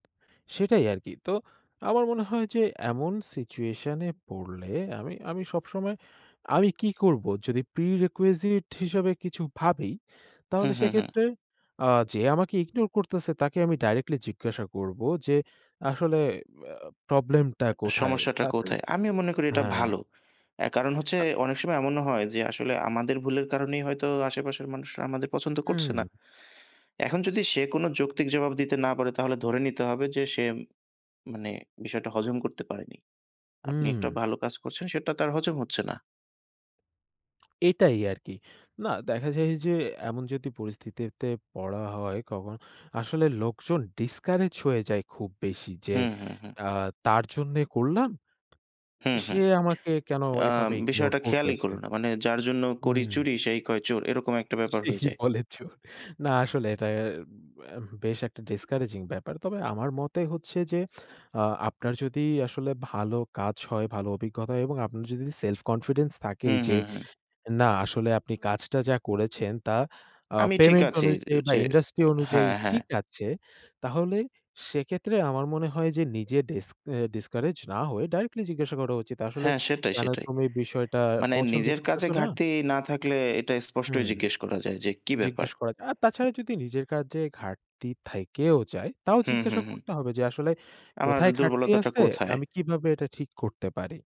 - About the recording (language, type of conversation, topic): Bengali, unstructured, কখনো কি আপনার মনে হয়েছে যে কাজের ক্ষেত্রে আপনি অবমূল্যায়িত হচ্ছেন?
- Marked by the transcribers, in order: tapping; in English: "প্রি রিকুইজিট"; in English: "ইগনোর"; other background noise; in English: "ডিসকারেজ"; in English: "ইগনোর"; laughing while speaking: "ঠিক বলেছো"; in English: "ডিসকারেজিং"; in English: "ডিসকারেজ"; "থেকেও" said as "থাইকেও"